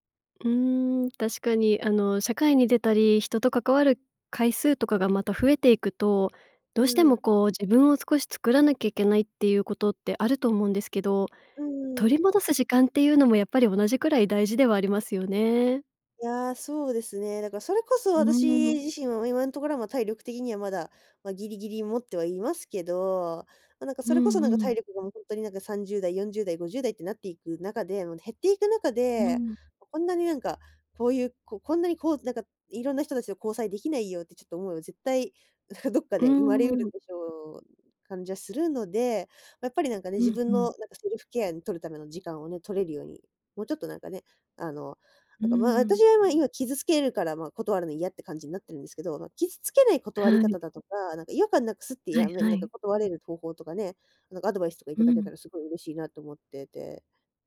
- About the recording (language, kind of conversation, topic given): Japanese, advice, 誘いを断れずにストレスが溜まっている
- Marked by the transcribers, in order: laughing while speaking: "どっかで"